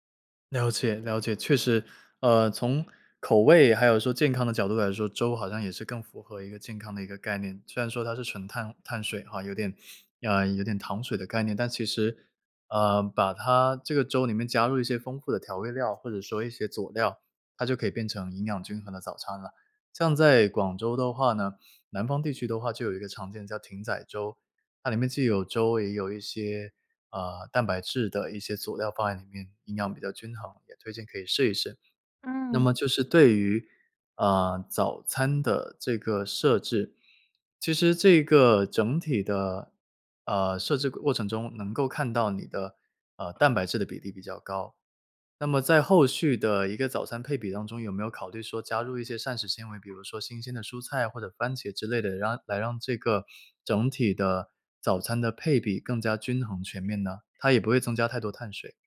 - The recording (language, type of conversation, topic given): Chinese, podcast, 你吃早餐时通常有哪些固定的习惯或偏好？
- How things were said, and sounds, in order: none